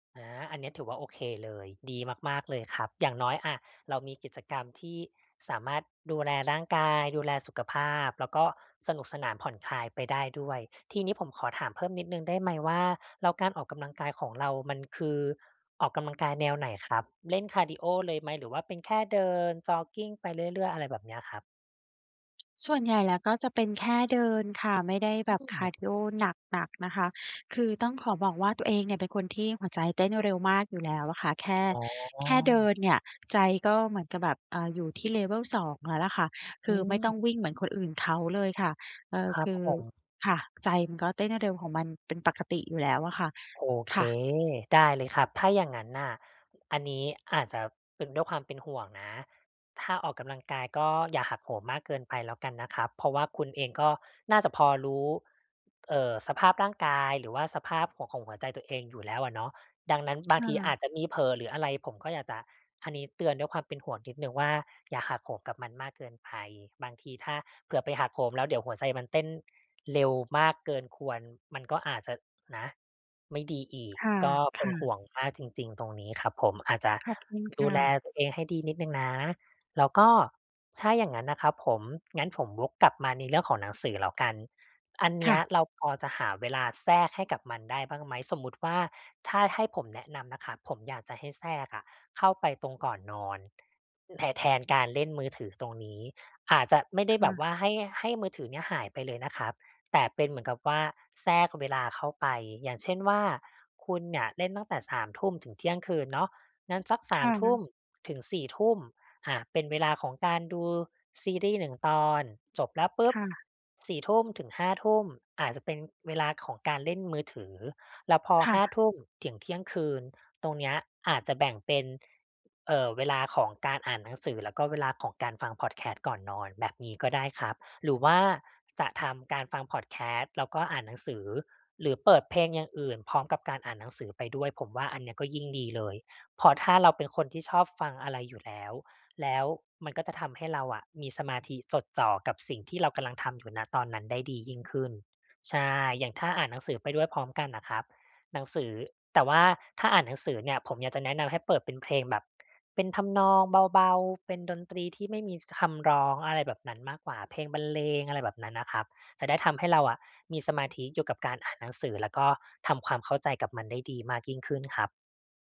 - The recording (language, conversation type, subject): Thai, advice, จะจัดการเวลาว่างที่บ้านอย่างไรให้สนุกและได้พักผ่อนโดยไม่เบื่อ?
- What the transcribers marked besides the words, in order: other background noise; in English: "Level"